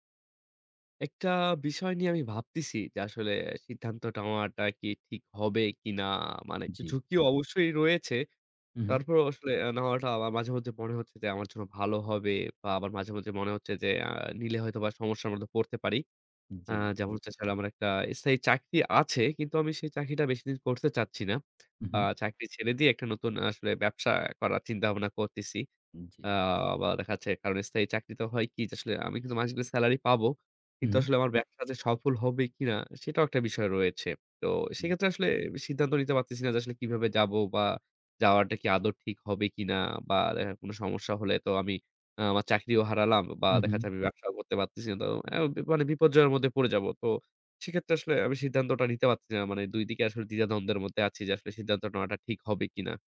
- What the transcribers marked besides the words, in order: tapping; other background noise
- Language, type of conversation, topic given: Bengali, advice, স্থায়ী চাকরি ছেড়ে নতুন উদ্যোগের ঝুঁকি নেওয়া নিয়ে আপনার দ্বিধা কীভাবে কাটাবেন?